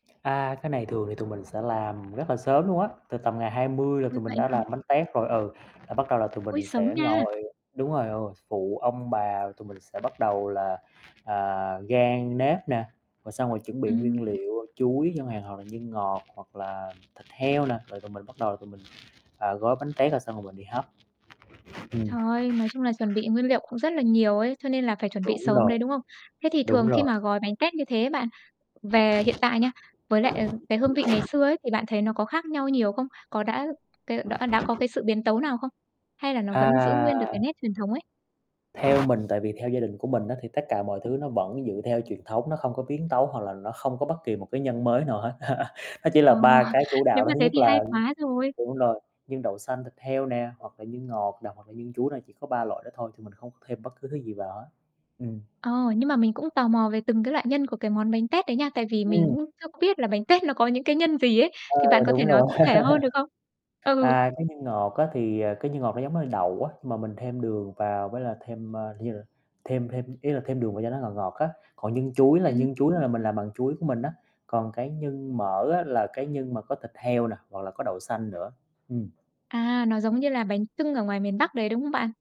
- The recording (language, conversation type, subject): Vietnamese, podcast, Bạn nghĩ ẩm thực giúp gìn giữ văn hoá như thế nào?
- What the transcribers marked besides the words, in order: other background noise; tapping; laugh; chuckle; distorted speech; laughing while speaking: "tét"; laugh; unintelligible speech